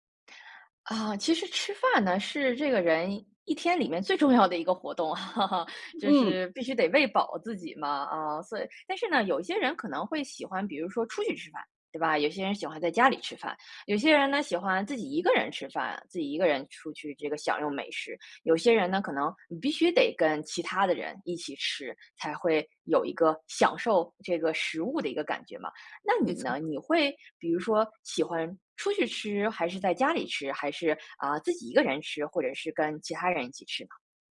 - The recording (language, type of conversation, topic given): Chinese, podcast, 你能聊聊一次大家一起吃饭时让你觉得很温暖的时刻吗？
- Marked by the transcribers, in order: laugh